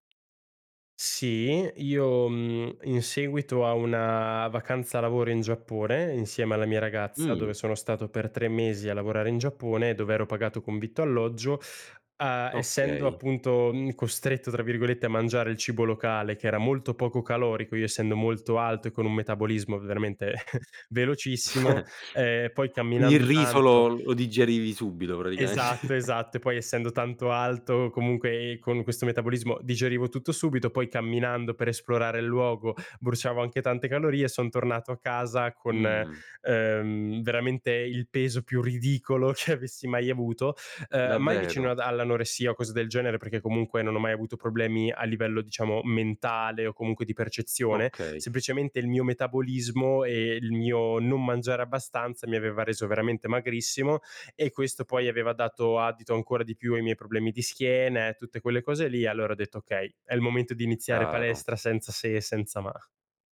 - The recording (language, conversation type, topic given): Italian, podcast, Come fai a mantenere la costanza nell’attività fisica?
- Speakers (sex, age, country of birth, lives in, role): male, 20-24, Italy, Italy, guest; male, 25-29, Italy, Italy, host
- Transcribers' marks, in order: tapping; chuckle; chuckle